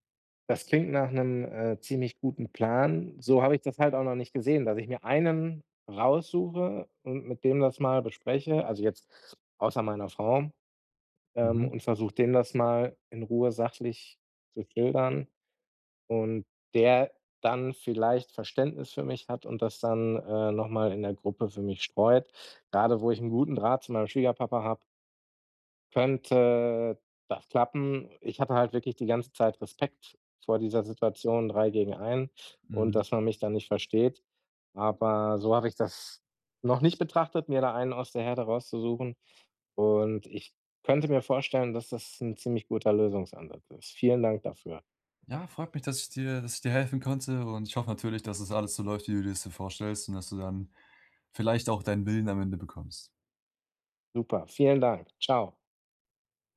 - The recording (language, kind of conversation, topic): German, advice, Wie setze ich gesunde Grenzen gegenüber den Erwartungen meiner Familie?
- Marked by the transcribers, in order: none